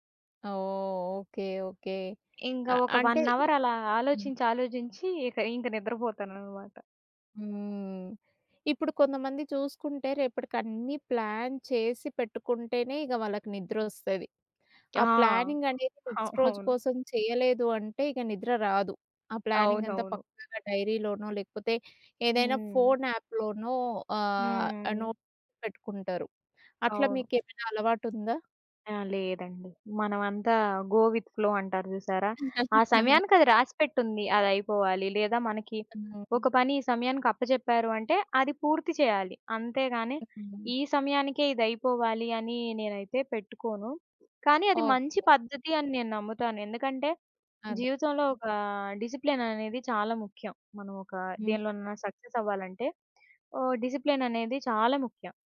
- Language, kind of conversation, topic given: Telugu, podcast, రాత్రి మంచి నిద్ర కోసం మీరు పాటించే నిద్రకు ముందు అలవాట్లు ఏమిటి?
- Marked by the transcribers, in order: in English: "వన్ అవర్"; in English: "ప్లాన్"; in English: "ప్లానింగ్"; in English: "నెక్స్ట్"; in English: "ప్లానింగ్"; in English: "యాప్"; in English: "నోట్"; in English: "గో విత్ ఫ్లో"; chuckle; in English: "డిసిప్లిన్"; in English: "సక్సెస్"; in English: "డిసిప్లిన్"